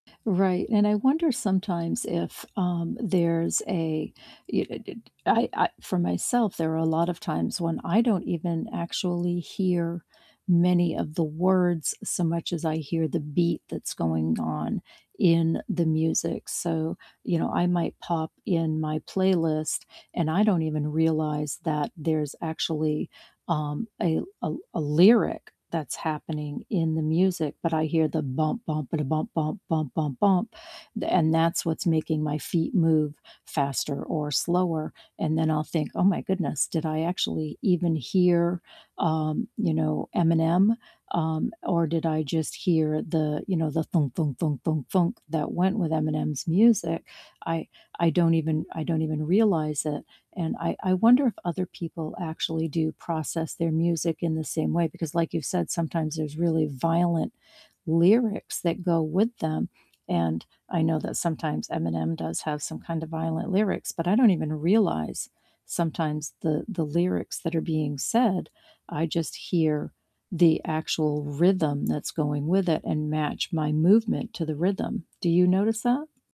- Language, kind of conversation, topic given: English, unstructured, What song matches your mood today, and why did you choose it?
- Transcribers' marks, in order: none